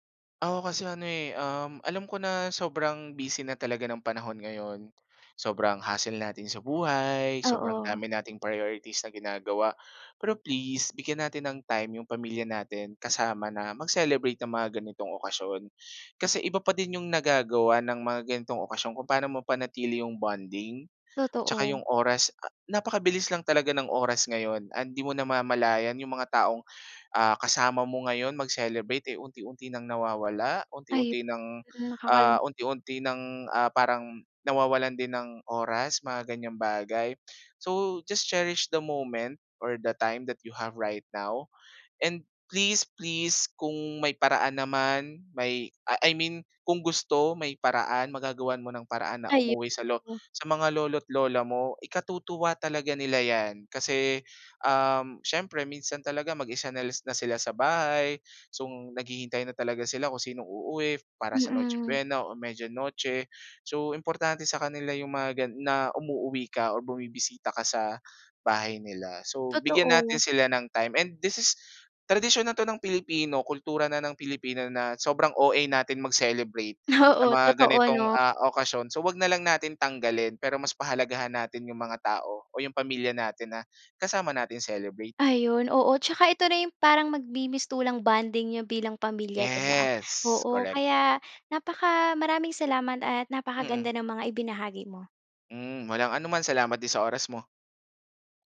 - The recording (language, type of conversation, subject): Filipino, podcast, Ano ang karaniwan ninyong ginagawa tuwing Noche Buena o Media Noche?
- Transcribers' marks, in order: in English: "So just cherish the moment … and please, please"; laughing while speaking: "Oo"